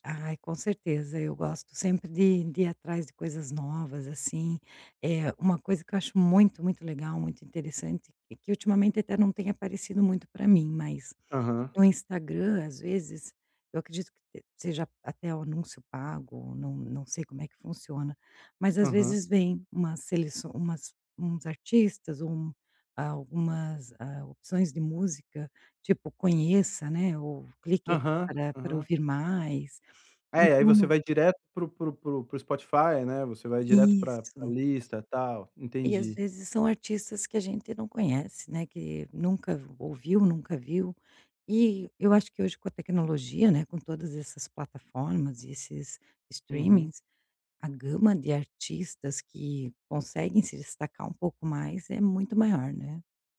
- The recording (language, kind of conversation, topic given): Portuguese, podcast, De que forma uma novela, um filme ou um programa influenciou as suas descobertas musicais?
- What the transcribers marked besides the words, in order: tapping